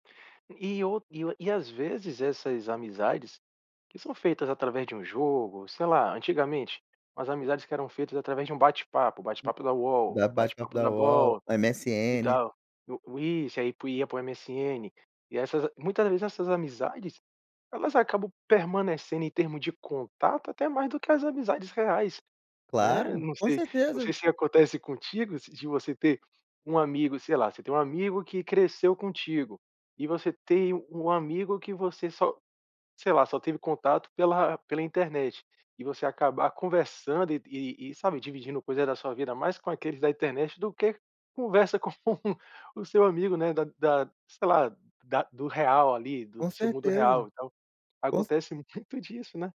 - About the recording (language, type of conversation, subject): Portuguese, podcast, Como a internet te ajuda a encontrar a sua turma?
- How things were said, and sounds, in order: giggle